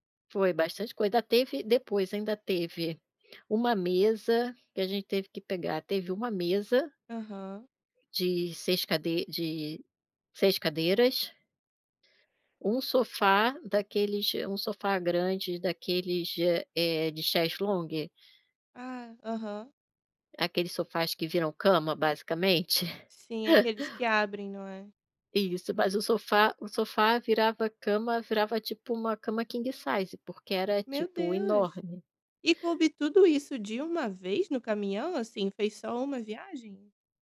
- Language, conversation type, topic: Portuguese, podcast, Como você decide quando gastar e quando economizar dinheiro?
- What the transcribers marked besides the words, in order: in English: "chest long"; laugh; tapping; in English: "king size"